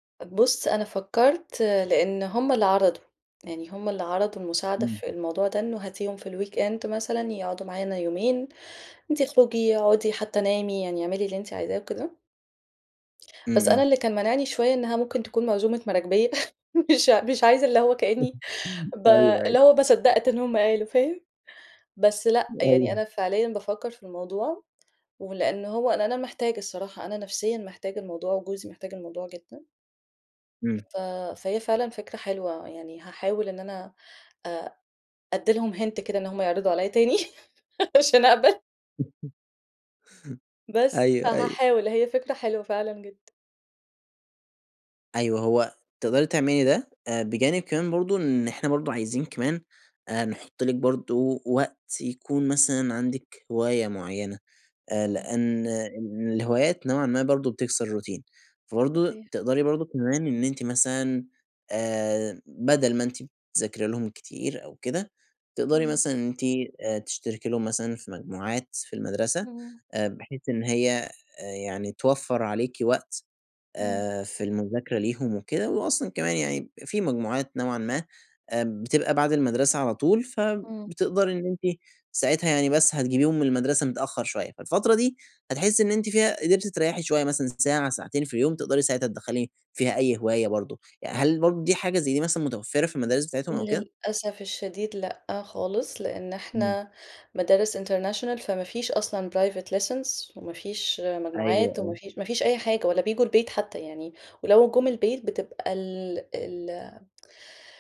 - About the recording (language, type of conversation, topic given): Arabic, advice, إزاي أقدر ألاقي وقت للراحة والهوايات؟
- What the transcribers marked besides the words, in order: in English: "الweekend"; chuckle; laughing while speaking: "مش مش عايزة، اللي هو … هُم قالوا، فاهم؟"; chuckle; laughing while speaking: "أيوه، أيوه"; laughing while speaking: "أيوه"; tapping; in English: "hint"; laughing while speaking: "تاني عشان أقبل"; laugh; chuckle; laughing while speaking: "أيوه، أيوه"; in English: "international"; in English: "private lessons"